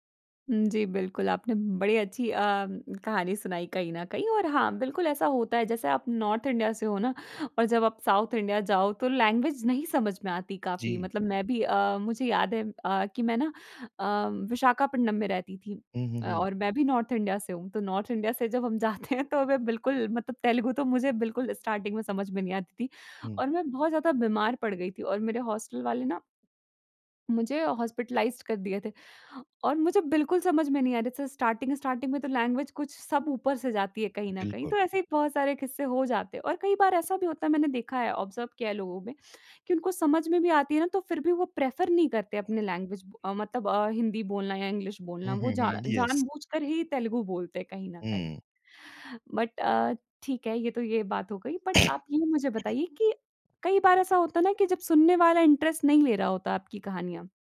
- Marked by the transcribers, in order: in English: "नॉर्थ"; in English: "साउथ"; in English: "लैंग्वेज़"; in English: "नॉर्थ"; in English: "नॉर्थ"; laughing while speaking: "जाते हैं तो मैं"; in English: "स्टार्टिंग"; in English: "हॉस्टल"; in English: "हॉस्पिटलाइज़्ड"; in English: "स्टार्टिंग-स्टार्टिंग"; in English: "लैंग्वेज़"; in English: "ऑब्ज़र्व"; in English: "प्रेफ़र"; in English: "लैंग्वेज"; in English: "यस"; in English: "बट"; in English: "बट"; other noise; in English: "इंटरेस्ट"
- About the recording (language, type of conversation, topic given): Hindi, podcast, यादगार घटना सुनाने की शुरुआत आप कैसे करते हैं?